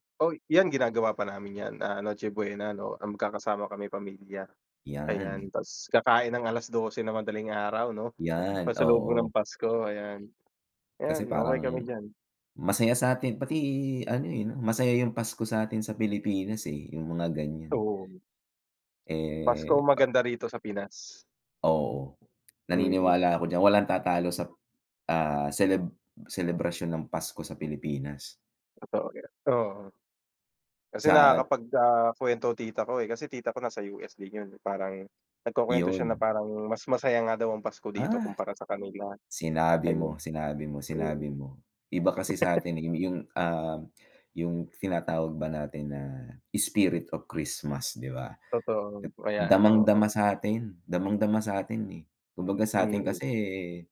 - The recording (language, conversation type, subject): Filipino, unstructured, Anu-ano ang mga aktibidad na ginagawa ninyo bilang pamilya para mas mapalapit sa isa’t isa?
- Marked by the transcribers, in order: other background noise; chuckle; tapping; laugh; in English: "spirit of Christmas"